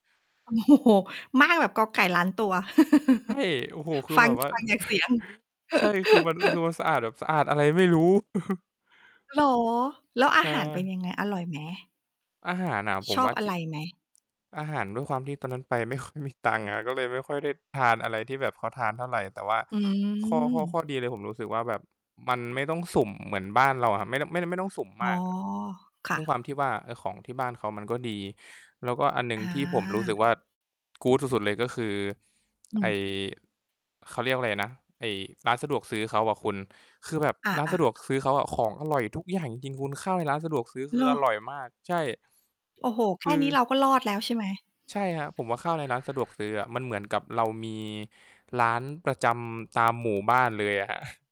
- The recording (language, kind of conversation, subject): Thai, unstructured, คุณชอบดูภาพยนตร์แนวไหนในเวลาว่าง?
- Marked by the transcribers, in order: laughing while speaking: "โอ้โฮ"; distorted speech; laugh; laugh; chuckle; in English: "good"; mechanical hum; static; chuckle